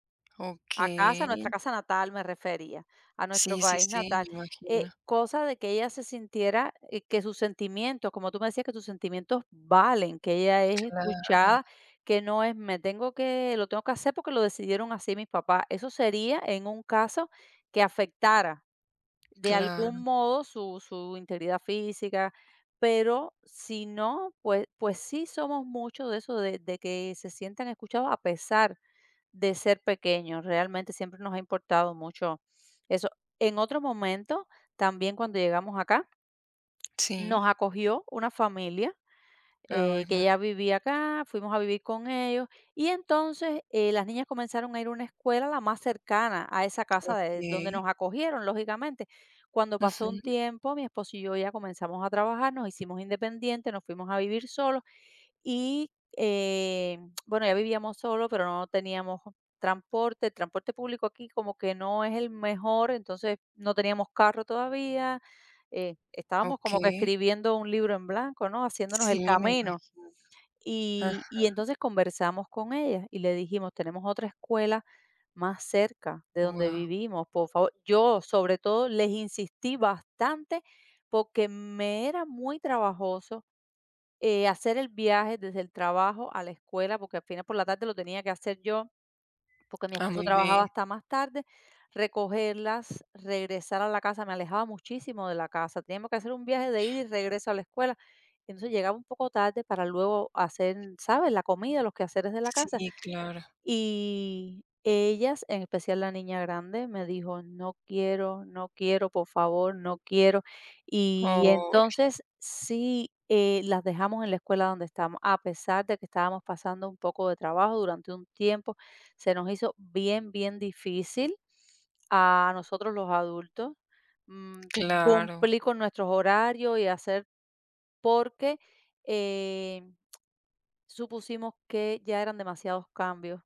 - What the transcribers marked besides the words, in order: tapping; other background noise
- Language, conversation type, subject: Spanish, podcast, ¿Qué hacen para que todas las personas se sientan escuchadas?